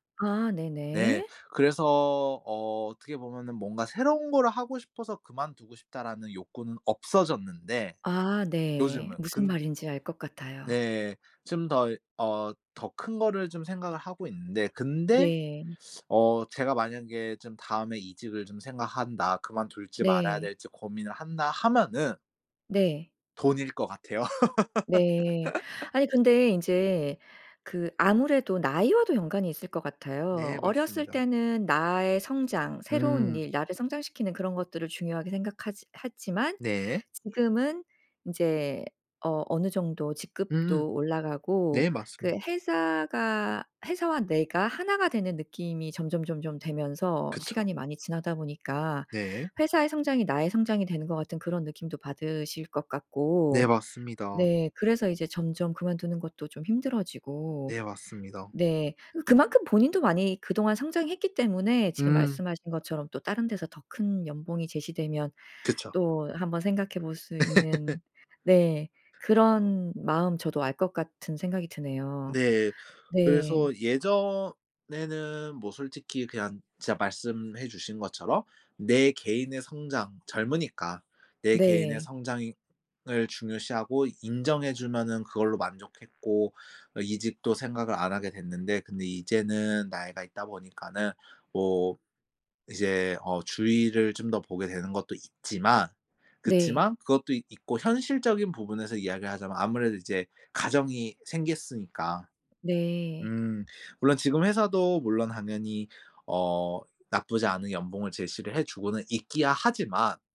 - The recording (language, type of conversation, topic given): Korean, podcast, 직장을 그만둘지 고민할 때 보통 무엇을 가장 먼저 고려하나요?
- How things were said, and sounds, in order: other background noise; teeth sucking; laugh; laugh; tapping